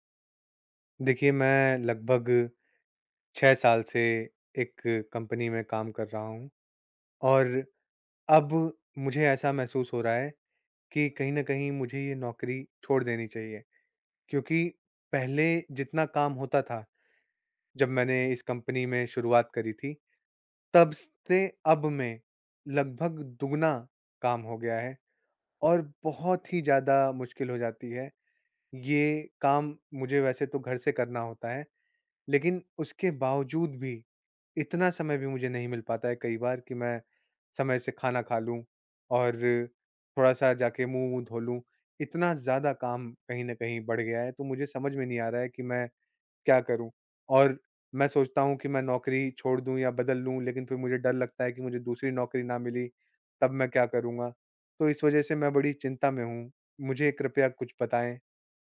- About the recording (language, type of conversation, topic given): Hindi, advice, नौकरी बदलने या छोड़ने के विचार को लेकर चिंता और असमर्थता
- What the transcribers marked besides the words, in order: none